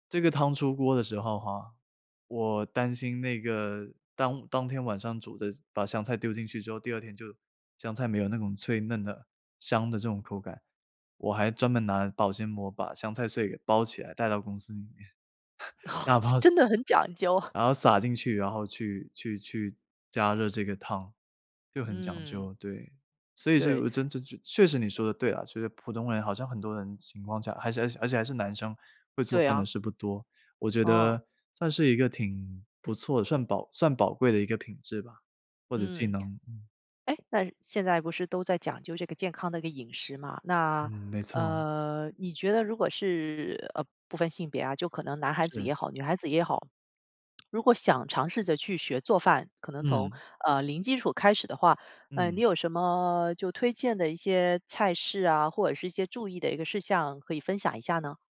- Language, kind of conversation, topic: Chinese, podcast, 你是怎么开始学做饭的？
- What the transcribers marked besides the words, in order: laugh; laughing while speaking: "这真的很讲究"; other noise